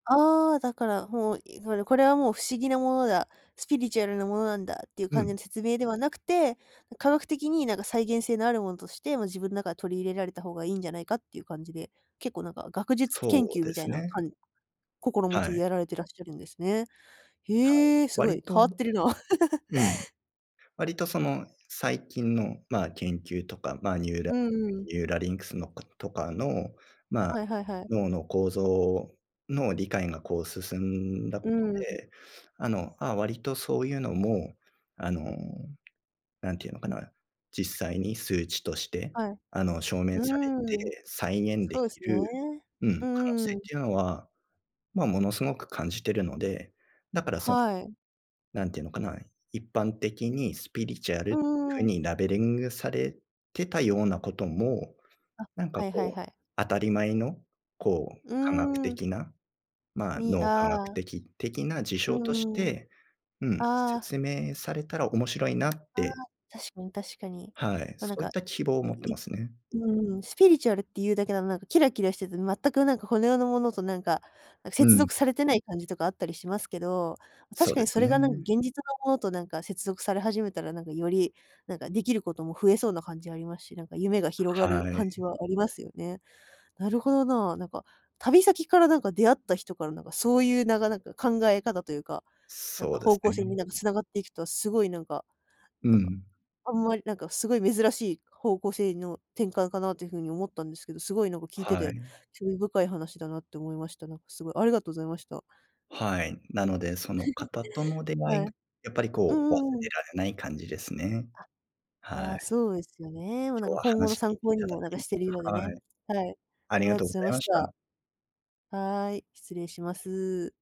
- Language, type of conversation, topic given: Japanese, podcast, 旅先で出会った忘れられない人は誰？
- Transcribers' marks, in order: laugh; giggle